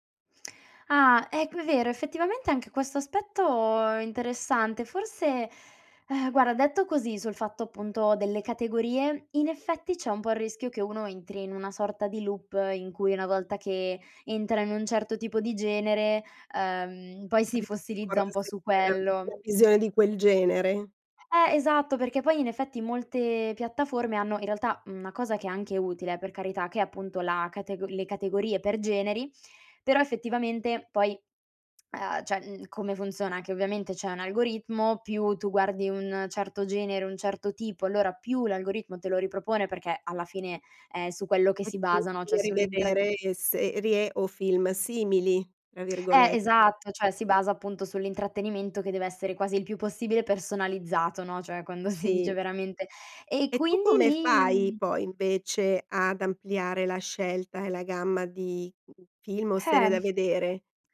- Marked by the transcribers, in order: tsk; sigh; in English: "loop"; unintelligible speech; "cioè" said as "ceh"; unintelligible speech; "cioè" said as "ceh"; "cioè" said as "ceh"; laughing while speaking: "si"
- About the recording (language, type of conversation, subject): Italian, podcast, Che effetto ha lo streaming sul modo in cui consumiamo l’intrattenimento?